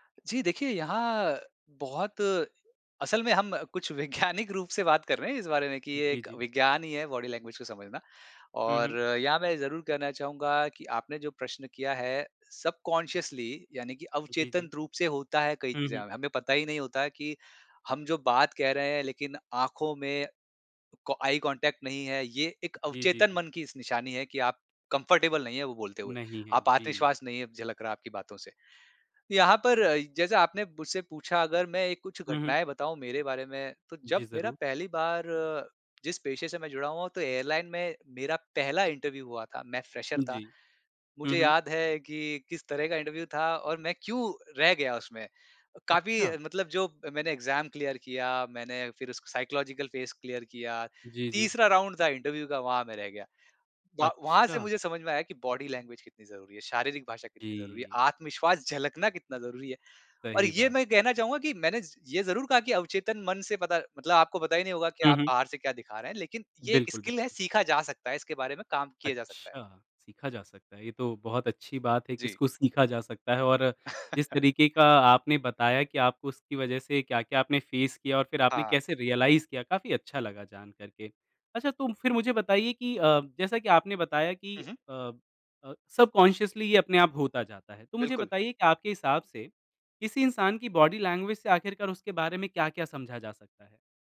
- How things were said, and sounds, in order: laughing while speaking: "वैज्ञानिक"; in English: "बॉडी लैंग्वेज"; tapping; in English: "सबकॉन्शियसली"; in English: "आई कॉन्टैक्ट"; in English: "कम्फर्टेबल"; in English: "एयरलाइन"; in English: "फ्रेशर"; in English: "एग्ज़ाम क्लियर"; in English: "साइकोलॉजिकल फेस क्लियर"; in English: "राउंड"; in English: "बॉडी लैंग्वेज"; in English: "स्किल"; chuckle; in English: "फेस"; in English: "रियलाइज़"; in English: "सबकॉन्शियसली"; in English: "बॉडी लैंग्वेज"
- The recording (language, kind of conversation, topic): Hindi, podcast, आप अपनी देह-भाषा पर कितना ध्यान देते हैं?